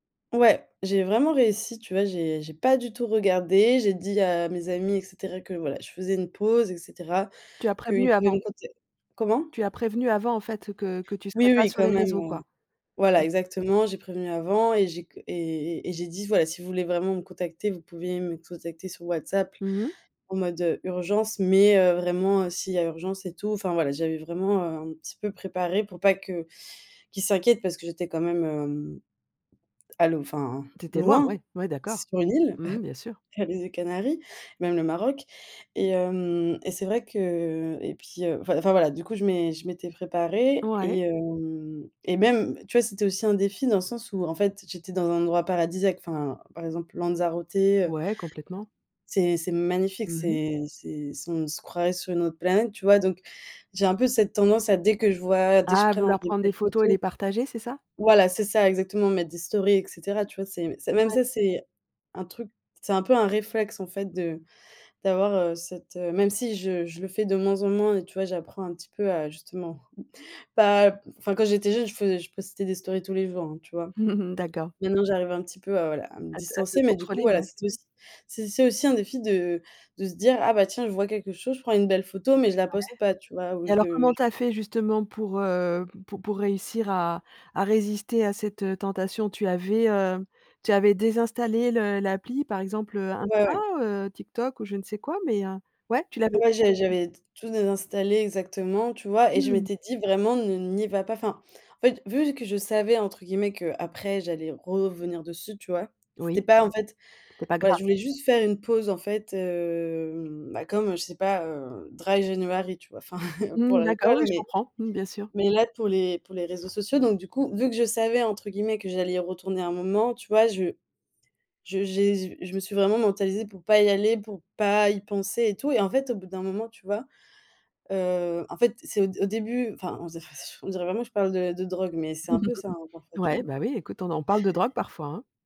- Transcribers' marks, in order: stressed: "pas"; other background noise; unintelligible speech; chuckle; chuckle; unintelligible speech; drawn out: "hem"; in English: "dry january"; unintelligible speech; chuckle
- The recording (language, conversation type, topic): French, podcast, Peux-tu nous raconter une détox numérique qui a vraiment fonctionné pour toi ?